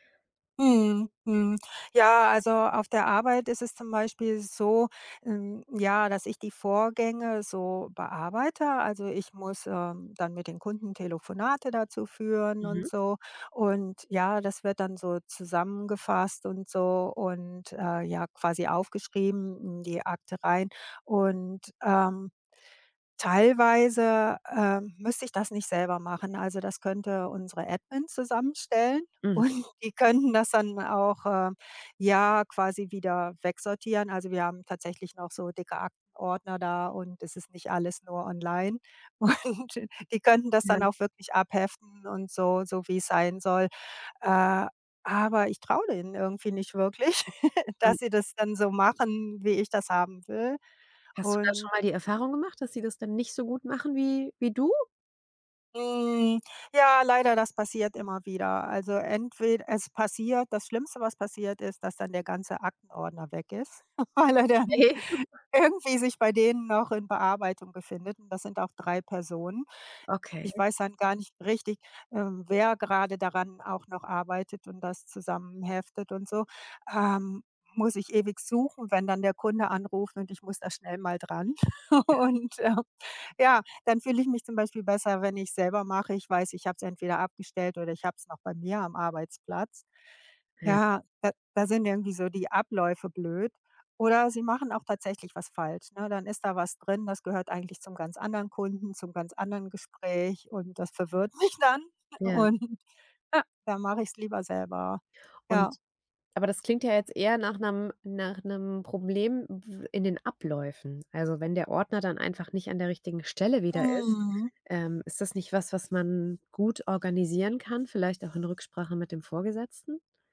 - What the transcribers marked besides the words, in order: laughing while speaking: "und"; laughing while speaking: "Und"; chuckle; chuckle; laughing while speaking: "weil er"; chuckle; laughing while speaking: "Und"; unintelligible speech; laughing while speaking: "mich dann"; other background noise
- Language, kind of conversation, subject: German, advice, Warum fällt es mir schwer, Aufgaben zu delegieren, und warum will ich alles selbst kontrollieren?